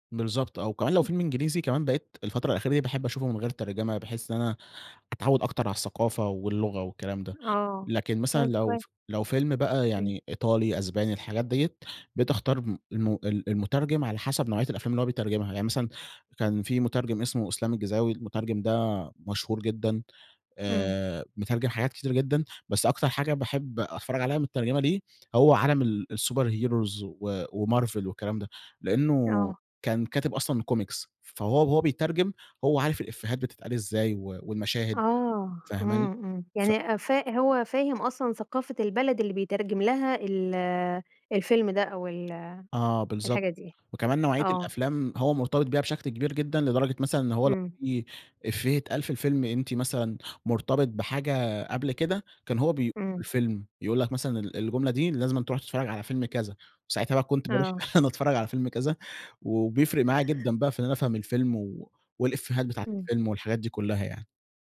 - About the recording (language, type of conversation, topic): Arabic, podcast, شو رأيك في ترجمة ودبلجة الأفلام؟
- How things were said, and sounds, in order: tapping; unintelligible speech; in English: "الsuper heros"; in English: "comics"; unintelligible speech; chuckle